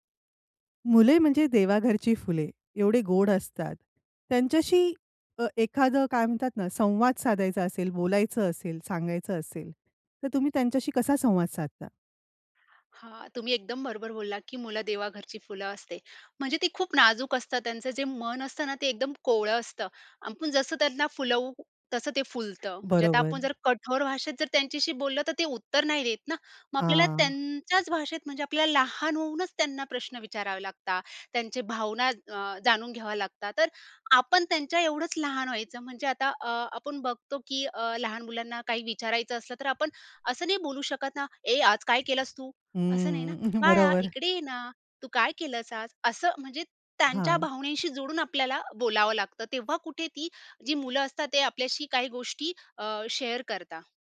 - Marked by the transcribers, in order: chuckle; in English: "शेअर"
- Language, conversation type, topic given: Marathi, podcast, मुलांशी दररोज प्रभावी संवाद कसा साधता?